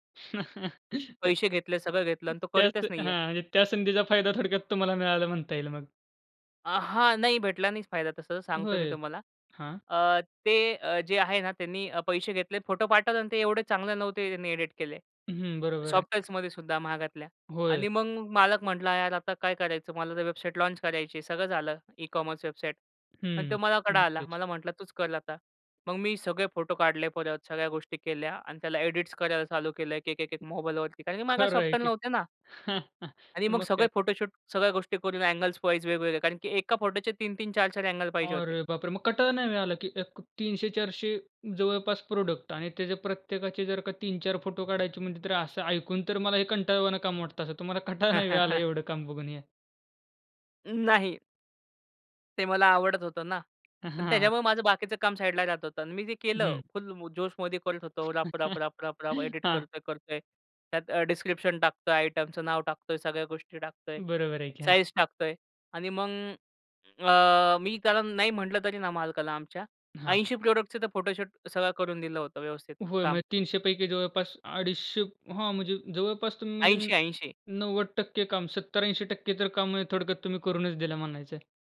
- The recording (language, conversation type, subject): Marathi, podcast, तुमची आवड कशी विकसित झाली?
- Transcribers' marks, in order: chuckle; other noise; tapping; in English: "लॉन्च"; in English: "ई-कॉमर्स"; "एडिट" said as "एडिट्स"; chuckle; in English: "अँगल्स्-वाइझ्"; "अँगल-वाइज" said as "अँगल्स्-वाइझ्"; surprised: "अरे बापरे!"; in English: "प्रॉडक्ट"; laughing while speaking: "कंटाळा नाही होय"; chuckle; other background noise; chuckle; in English: "डिस्क्रिप्शन"; in English: "प्रोडक्टचे"